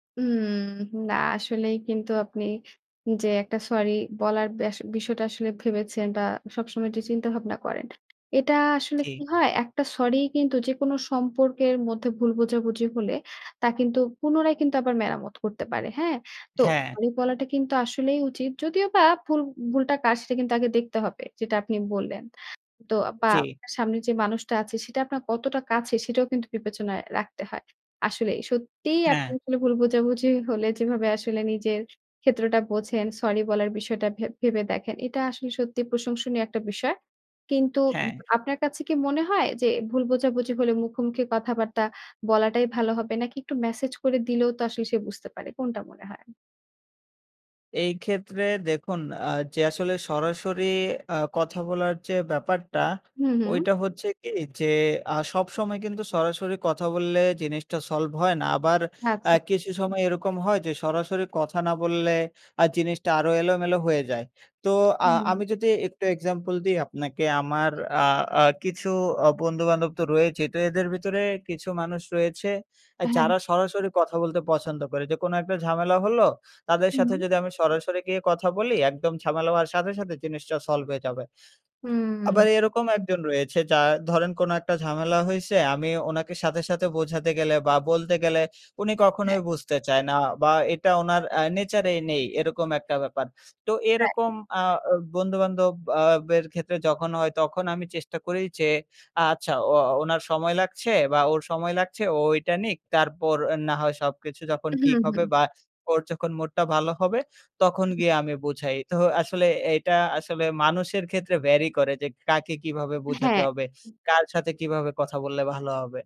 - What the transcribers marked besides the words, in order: in English: "এক্সাম্পল"; tapping; in English: "নেচার"; in English: "vary"
- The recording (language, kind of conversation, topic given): Bengali, podcast, ভুল বোঝাবুঝি হলে আপনি প্রথমে কী করেন?